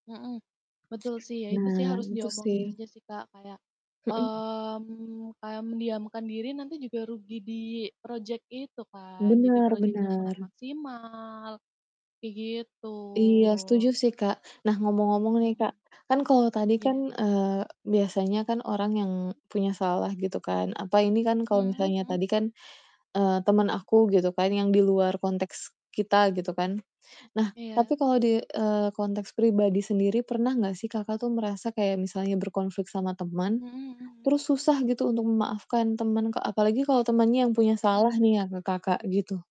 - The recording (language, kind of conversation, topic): Indonesian, unstructured, Bagaimana biasanya kamu menyelesaikan konflik dengan teman dekat?
- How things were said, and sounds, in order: static